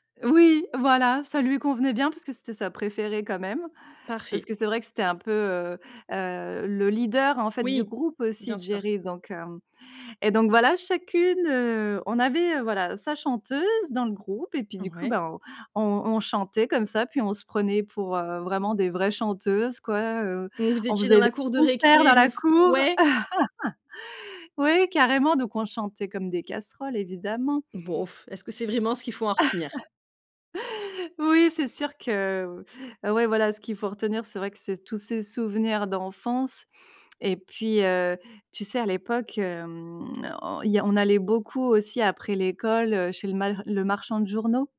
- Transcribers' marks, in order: other background noise; laugh; laugh
- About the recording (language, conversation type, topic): French, podcast, Quelle chanson te rappelle ton enfance ?